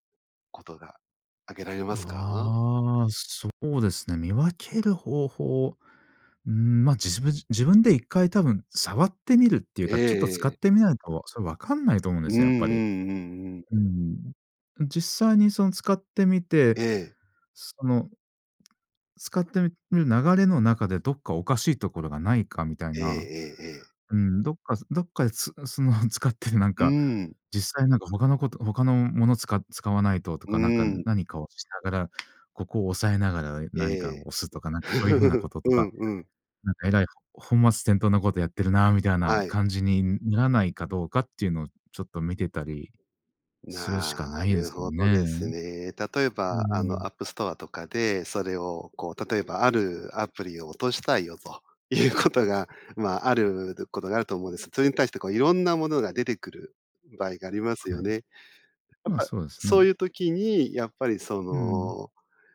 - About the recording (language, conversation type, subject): Japanese, podcast, ミニマルと見せかけのシンプルの違いは何ですか？
- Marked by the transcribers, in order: drawn out: "ああ"; tapping; chuckle; other background noise; unintelligible speech; other noise